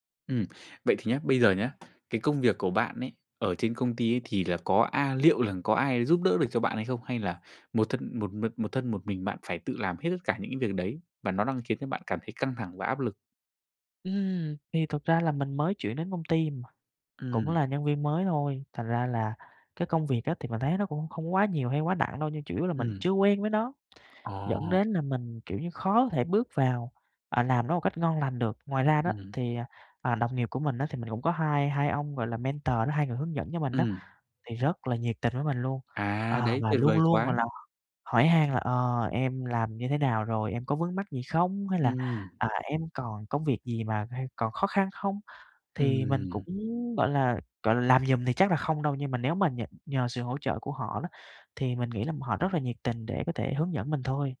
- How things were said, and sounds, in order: tapping; other background noise; in English: "mentor"
- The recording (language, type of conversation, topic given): Vietnamese, advice, Vì sao tôi khó ngủ và hay trằn trọc suy nghĩ khi bị căng thẳng?